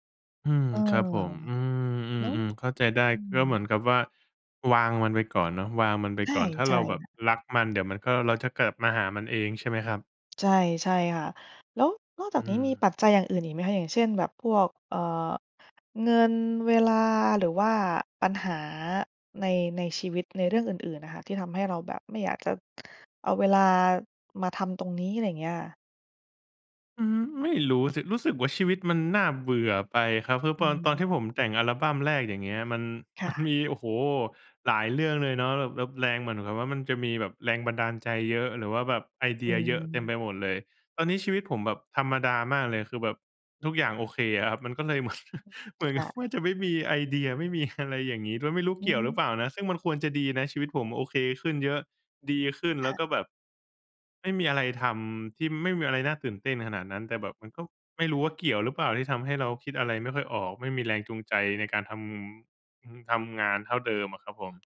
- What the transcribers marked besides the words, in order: other background noise; laughing while speaking: "เหมือน เหมือนกับว่าจะไม่มี"; laughing while speaking: "อะไร"
- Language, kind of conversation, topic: Thai, advice, ทำอย่างไรดีเมื่อหมดแรงจูงใจทำงานศิลปะที่เคยรัก?